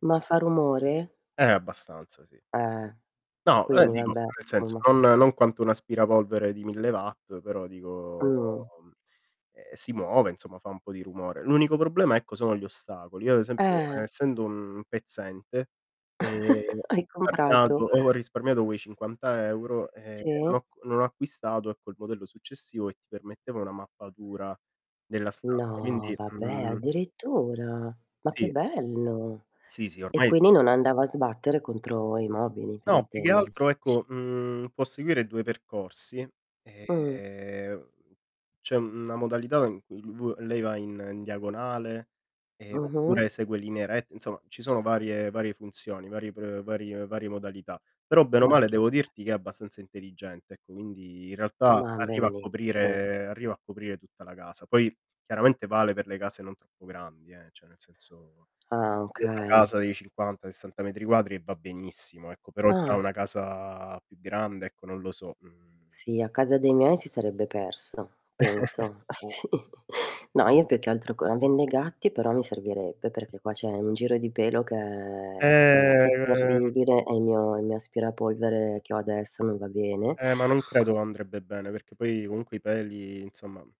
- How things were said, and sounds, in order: other background noise; distorted speech; background speech; drawn out: "dico"; tapping; chuckle; drawn out: "No"; drawn out: "ehm"; "cioè" said as "ceh"; "senso" said as "senzo"; chuckle; laughing while speaking: "sì"; drawn out: "che"; drawn out: "Ehm"; "insomma" said as "inzomma"
- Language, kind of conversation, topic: Italian, unstructured, Qual è il gadget tecnologico che ti ha reso più felice?